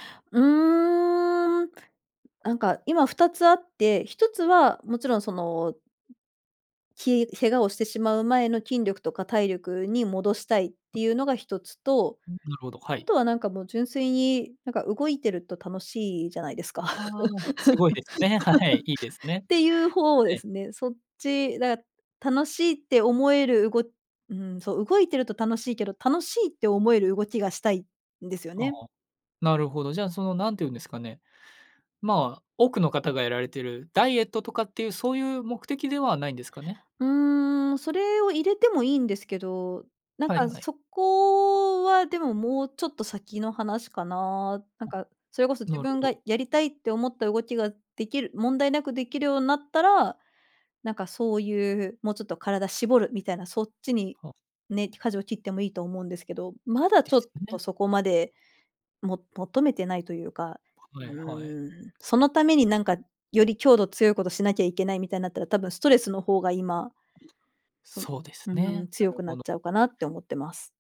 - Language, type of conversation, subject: Japanese, advice, 長いブランクのあとで運動を再開するのが怖かったり不安だったりするのはなぜですか？
- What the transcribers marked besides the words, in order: other noise; laugh